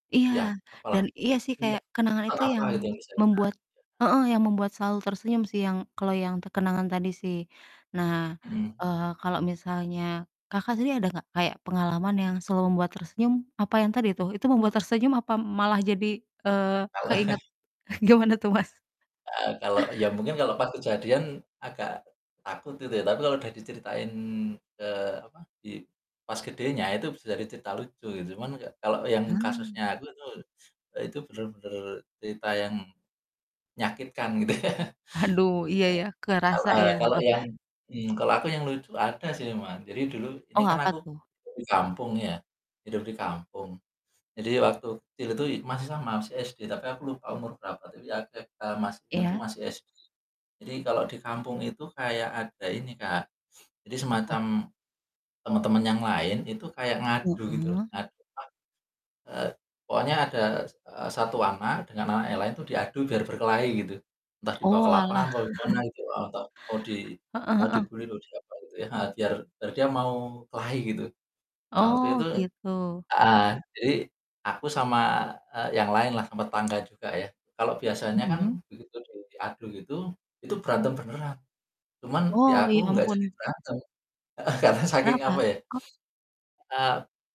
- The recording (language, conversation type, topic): Indonesian, unstructured, Apa kenangan masa kecil yang paling berkesan untukmu?
- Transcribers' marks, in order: distorted speech; chuckle; teeth sucking; laughing while speaking: "ya"; chuckle; unintelligible speech; sniff; chuckle; in English: "di-bully"; laughing while speaking: "ah hah"; sniff